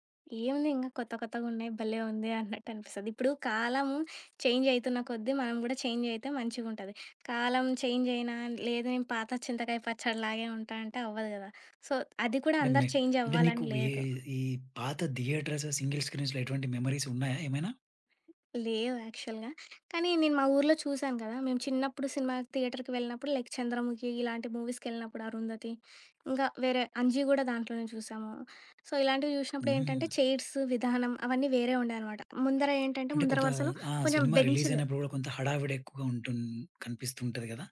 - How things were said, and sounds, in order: in English: "సో"; other background noise; in English: "థియేటర్స్ సింగిల్ స్క్రీన్స్‌లో"; in English: "యాక్చవల్‌గా"; in English: "థియేటర్‌కెళ్ళినప్పుడు లైక్"; in English: "మూవీస్‌కెళ్ళినప్పుడు"; in English: "సో"; in English: "చైర్స్"
- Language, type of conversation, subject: Telugu, podcast, సినిమా రుచులు కాలంతో ఎలా మారాయి?